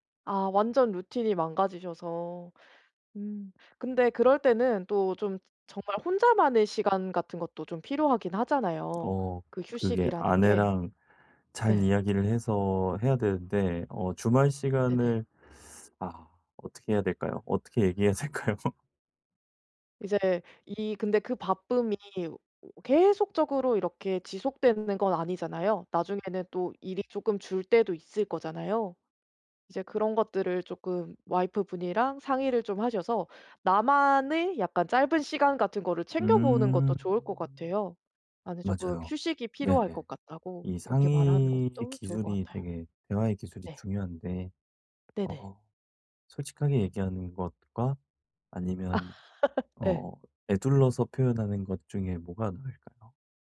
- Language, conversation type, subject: Korean, advice, 주말에 계획을 세우면서도 충분히 회복하려면 어떻게 하면 좋을까요?
- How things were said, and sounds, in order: other background noise; teeth sucking; laughing while speaking: "얘기해야 될까요?"; laugh; laughing while speaking: "아"; laugh